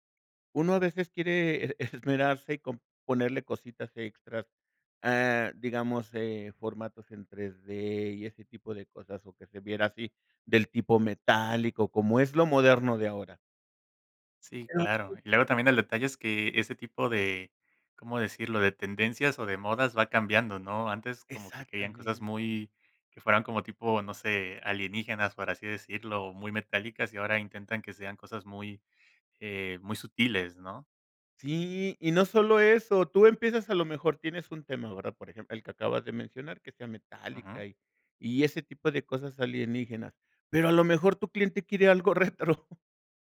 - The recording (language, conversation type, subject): Spanish, podcast, ¿Cómo ha cambiado tu creatividad con el tiempo?
- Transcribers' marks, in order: unintelligible speech; chuckle; laughing while speaking: "retro"